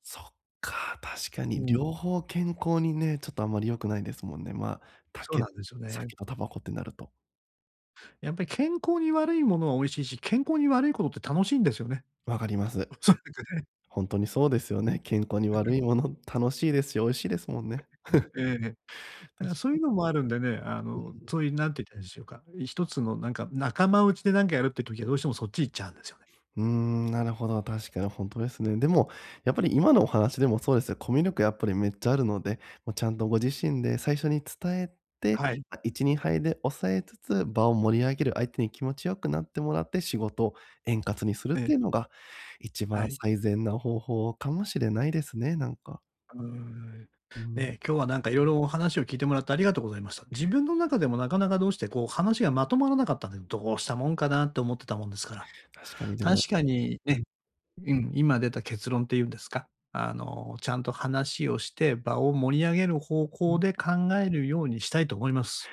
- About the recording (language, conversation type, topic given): Japanese, advice, 断りづらい誘いを上手にかわすにはどうすればいいですか？
- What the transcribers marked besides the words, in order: laughing while speaking: "おそらくね"; chuckle; other noise; chuckle; unintelligible speech